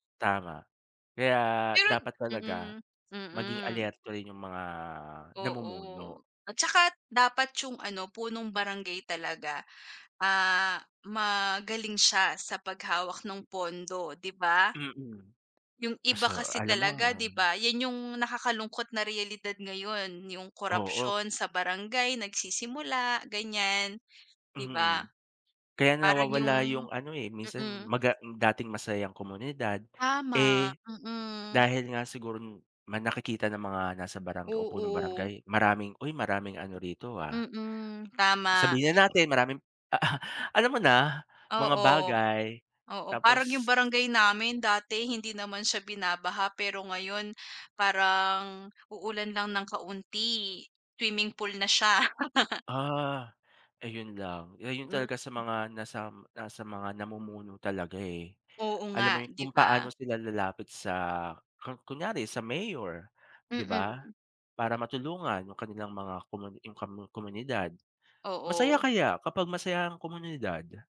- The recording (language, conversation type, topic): Filipino, unstructured, Paano mo ipinagdiriwang ang mga espesyal na okasyon kasama ang inyong komunidad?
- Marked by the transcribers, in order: laugh